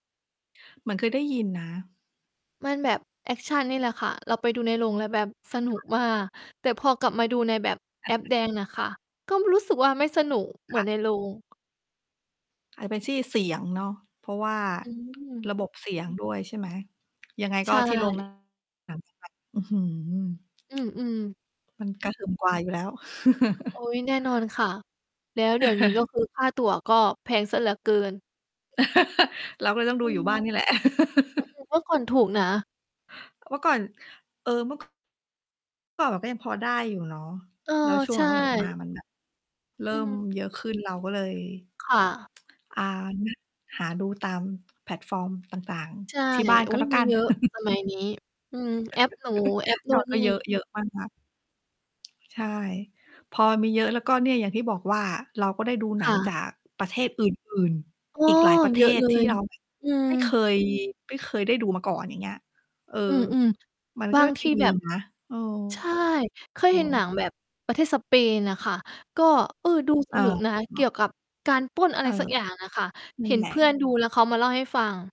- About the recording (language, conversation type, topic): Thai, unstructured, หนังเรื่องไหนที่คุณดูแล้วจำได้จนถึงตอนนี้?
- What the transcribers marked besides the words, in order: static; distorted speech; chuckle; other background noise; unintelligible speech; tapping; chuckle; chuckle; chuckle; mechanical hum; tsk; other noise; chuckle; tsk